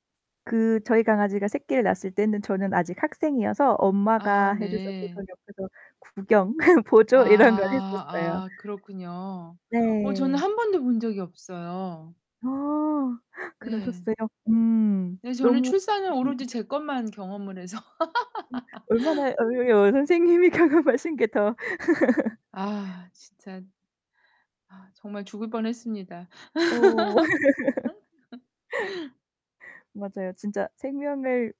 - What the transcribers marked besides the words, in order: static; distorted speech; laughing while speaking: "구경 보조 이런 걸"; laugh; laughing while speaking: "선생님이 경험하신 게 더"; laugh; laugh
- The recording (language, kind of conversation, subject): Korean, unstructured, 어떤 순간에 삶의 소중함을 느끼시나요?